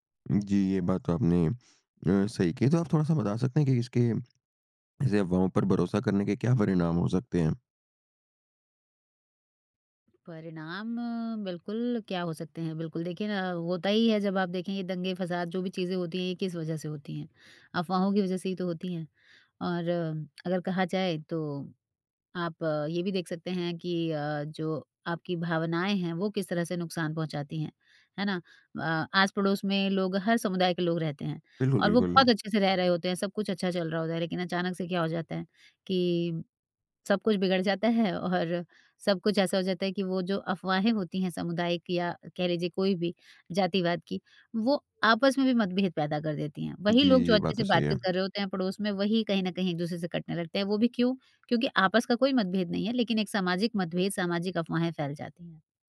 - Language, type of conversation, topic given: Hindi, podcast, समाज में अफवाहें भरोसा कैसे तोड़ती हैं, और हम उनसे कैसे निपट सकते हैं?
- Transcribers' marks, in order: none